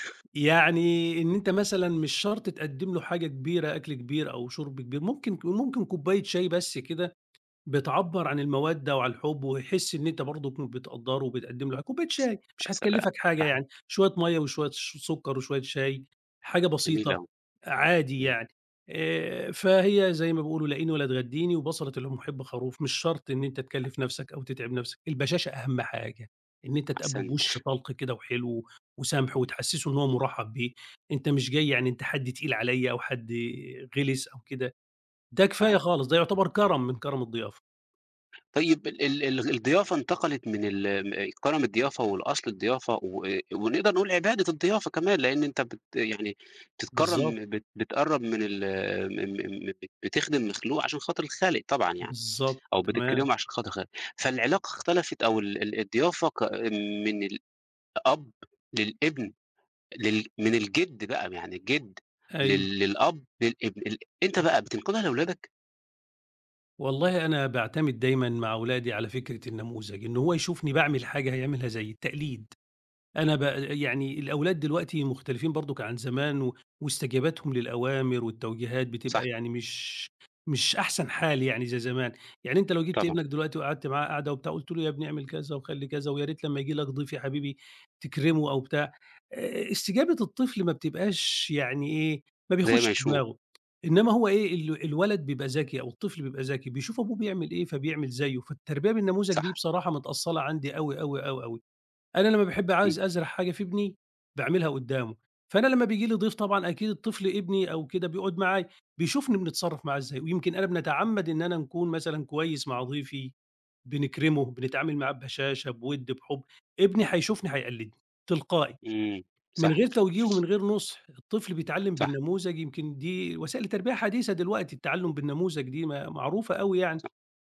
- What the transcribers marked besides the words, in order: lip smack; unintelligible speech; tapping; other noise
- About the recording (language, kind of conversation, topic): Arabic, podcast, إيه معنى الضيافة بالنسبالكوا؟